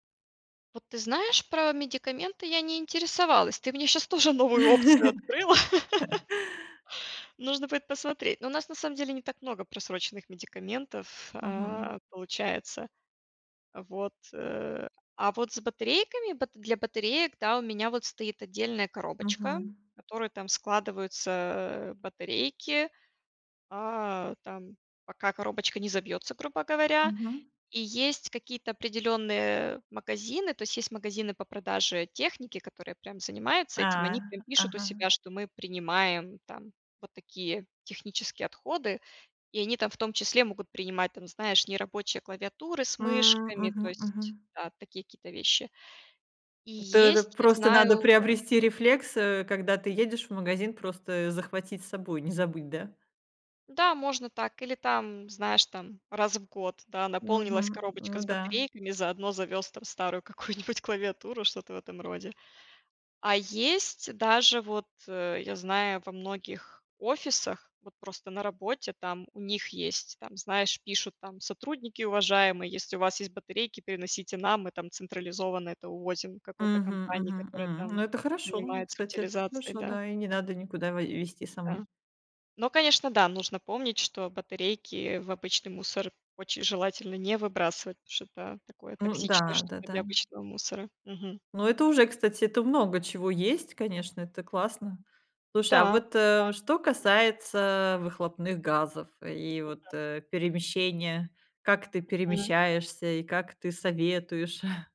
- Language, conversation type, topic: Russian, podcast, Что значит жить проще и экологичнее в городе?
- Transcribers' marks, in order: laughing while speaking: "мне щас тоже новую опцию открыла"; laugh; laughing while speaking: "какую-нибудь"; chuckle